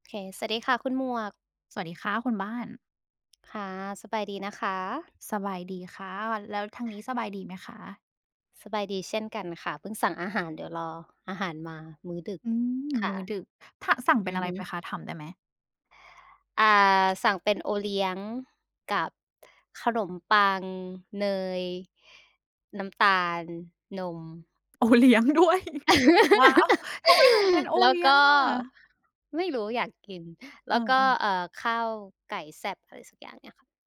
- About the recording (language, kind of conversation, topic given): Thai, unstructured, คุณคิดว่าการให้อภัยช่วยแก้ปัญหาได้จริงหรือไม่?
- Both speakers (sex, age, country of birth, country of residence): female, 25-29, Thailand, Thailand; female, 30-34, Thailand, Thailand
- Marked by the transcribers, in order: tapping; laughing while speaking: "โอเลี้ยงด้วย"; laugh; chuckle